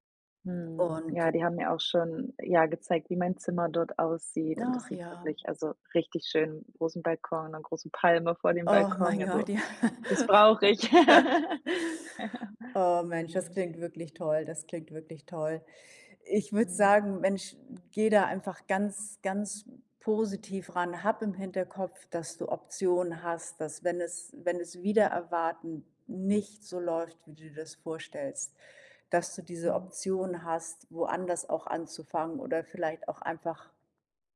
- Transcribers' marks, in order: tapping; laughing while speaking: "ja"; laugh; laugh
- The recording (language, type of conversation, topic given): German, advice, Wie erlebst du deine Unsicherheit vor einer großen Veränderung wie einem Umzug oder einem Karrierewechsel?
- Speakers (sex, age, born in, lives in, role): female, 25-29, Germany, Sweden, user; female, 60-64, Germany, Germany, advisor